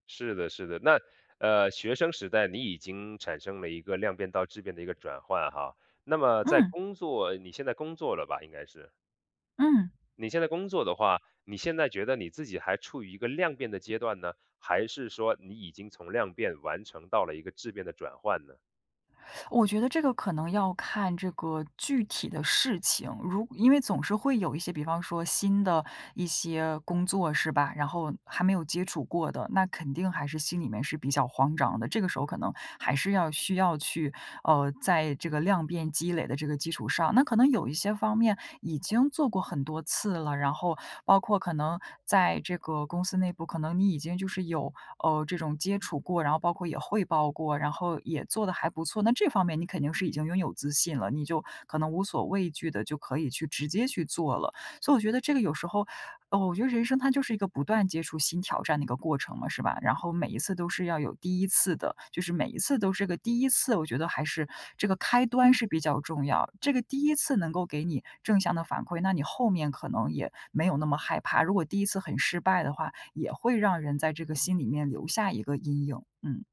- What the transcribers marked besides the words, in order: teeth sucking
- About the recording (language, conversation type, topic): Chinese, podcast, 你有没有用过“假装自信”的方法？效果如何？